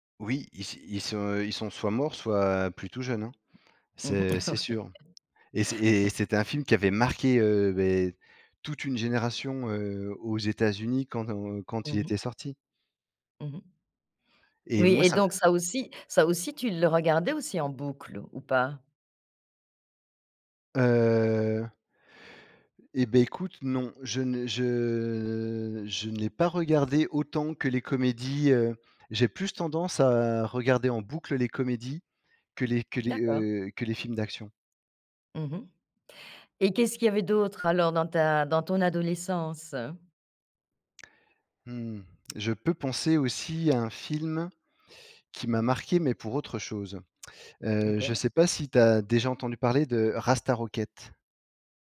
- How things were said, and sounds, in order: other background noise; laughing while speaking: "Oui"; tapping; laugh; drawn out: "Heu"; drawn out: "je"
- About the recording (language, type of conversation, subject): French, podcast, Quels films te reviennent en tête quand tu repenses à ton adolescence ?